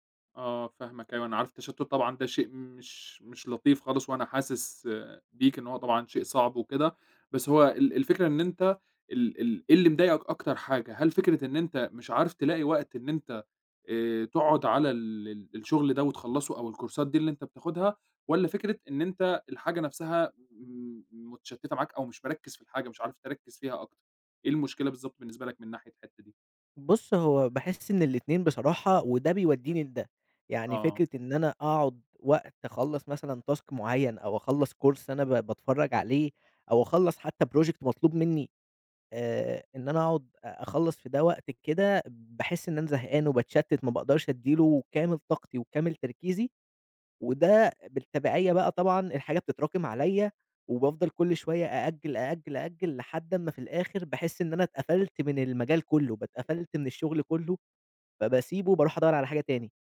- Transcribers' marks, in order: in English: "الكورسات"; in English: "task"; in English: "course"; in English: "project"
- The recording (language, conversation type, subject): Arabic, advice, إزاي أتعامل مع إحساسي بالذنب عشان مش بخصص وقت كفاية للشغل اللي محتاج تركيز؟